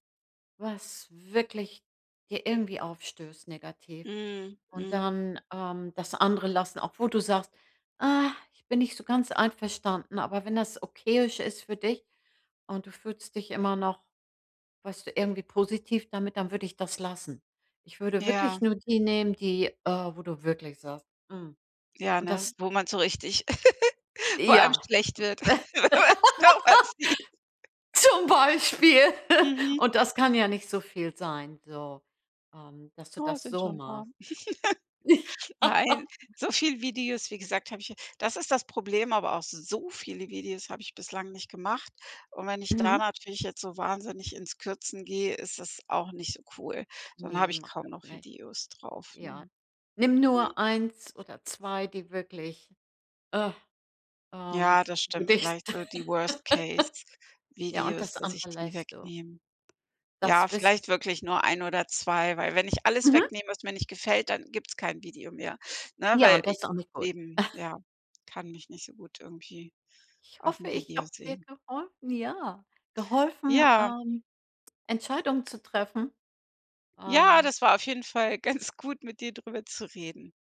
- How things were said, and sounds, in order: giggle; laugh; laughing while speaking: "Zum Beispiel"; laughing while speaking: "wenn man's sieht"; laugh; unintelligible speech; laugh; laughing while speaking: "Ja"; laughing while speaking: "dich"; laugh; in English: "worst case"
- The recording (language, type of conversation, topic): German, advice, Bin ich unsicher, ob ich altes Material überarbeiten oder löschen sollte?